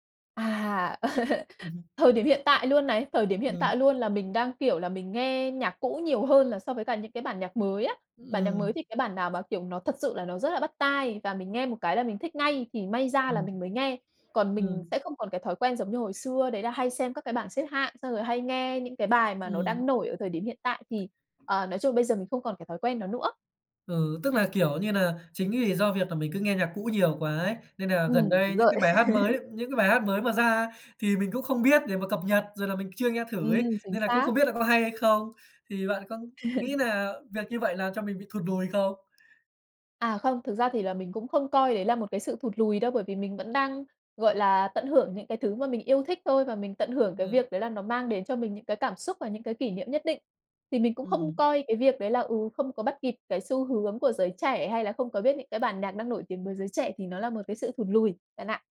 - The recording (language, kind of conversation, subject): Vietnamese, podcast, Bạn có hay nghe lại những bài hát cũ để hoài niệm không, và vì sao?
- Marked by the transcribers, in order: laugh; laugh; laugh; tapping